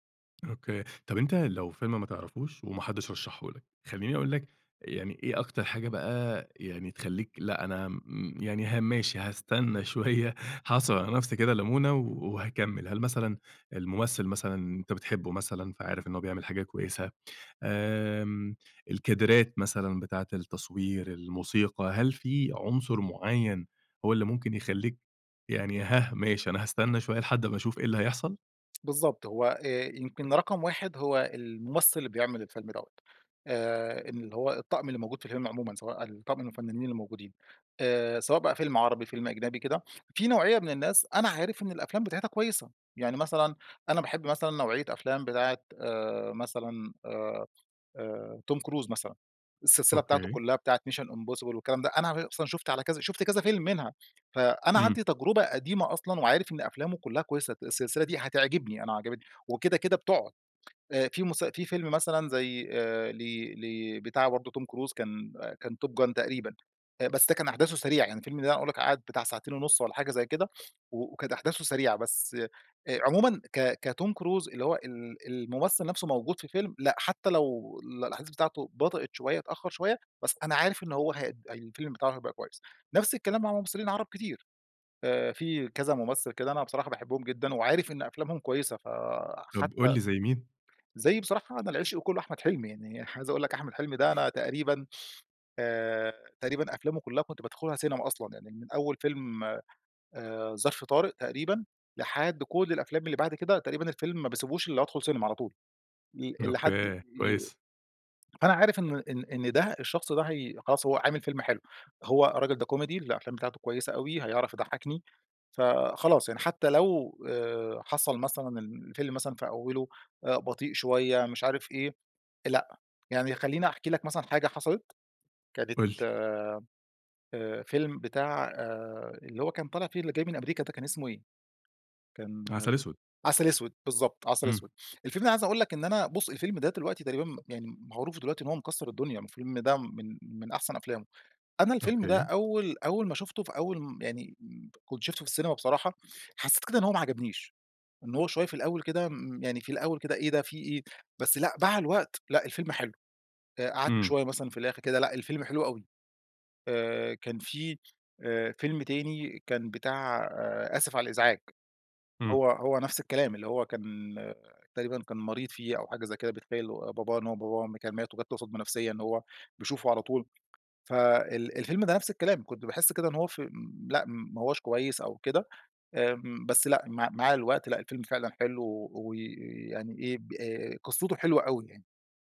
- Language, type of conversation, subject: Arabic, podcast, إيه أكتر حاجة بتشدك في بداية الفيلم؟
- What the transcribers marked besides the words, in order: tapping; laughing while speaking: "شويّة"; in English: "Mission impossible"; other background noise